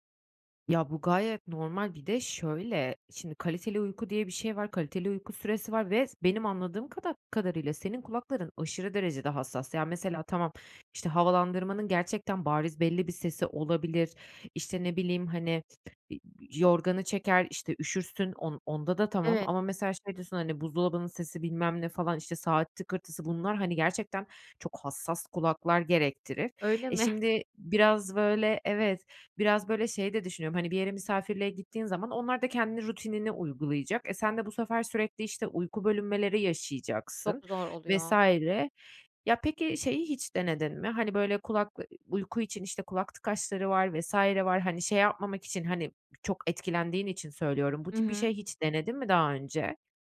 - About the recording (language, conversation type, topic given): Turkish, advice, Seyahatte veya farklı bir ortamda uyku düzenimi nasıl koruyabilirim?
- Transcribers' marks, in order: other background noise; laughing while speaking: "mi?"; unintelligible speech